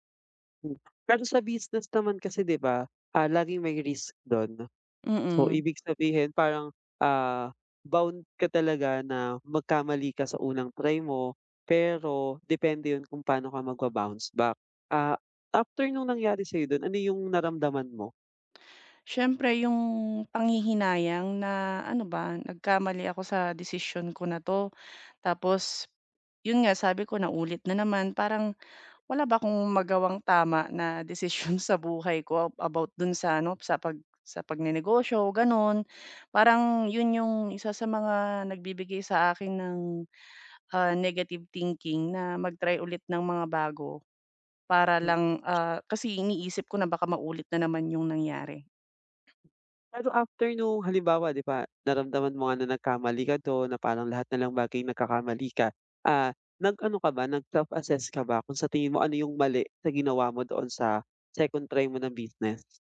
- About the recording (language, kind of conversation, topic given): Filipino, advice, Paano mo haharapin ang takot na magkamali o mabigo?
- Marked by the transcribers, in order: other background noise; laughing while speaking: "desisyon"